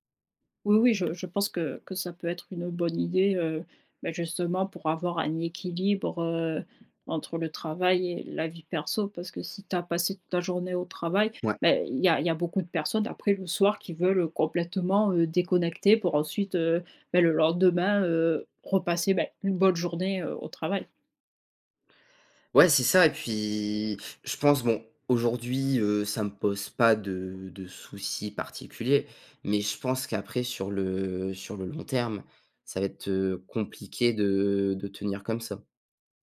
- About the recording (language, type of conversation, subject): French, podcast, Comment gères-tu ton équilibre entre vie professionnelle et vie personnelle au quotidien ?
- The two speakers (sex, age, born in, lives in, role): female, 25-29, France, France, host; male, 18-19, France, France, guest
- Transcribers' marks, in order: none